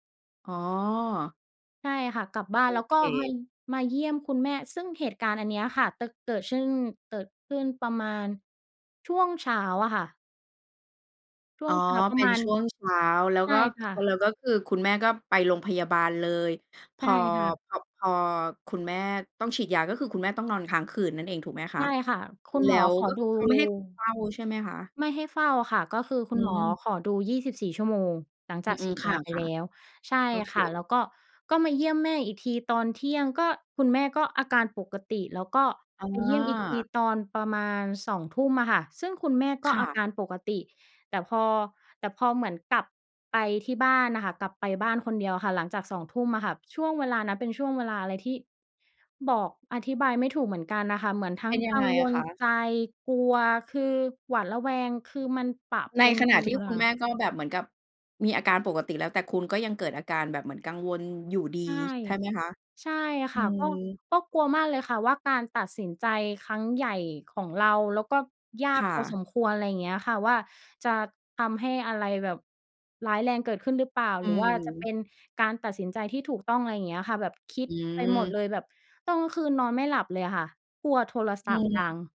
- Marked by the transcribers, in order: "จะ" said as "ตะ"; other background noise
- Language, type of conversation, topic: Thai, podcast, เล่าช่วงเวลาที่คุณต้องตัดสินใจยากที่สุดในชีวิตให้ฟังได้ไหม?